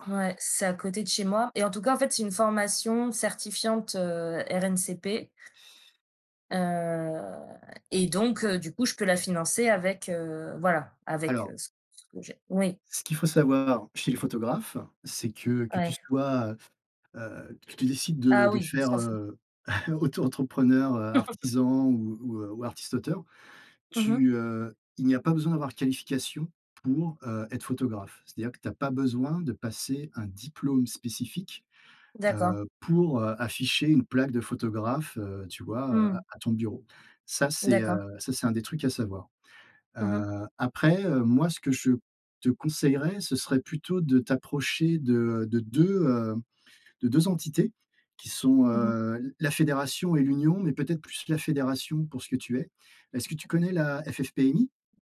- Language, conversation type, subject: French, unstructured, Quel métier te rendrait vraiment heureux, et pourquoi ?
- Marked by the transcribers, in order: drawn out: "heu"; chuckle; laugh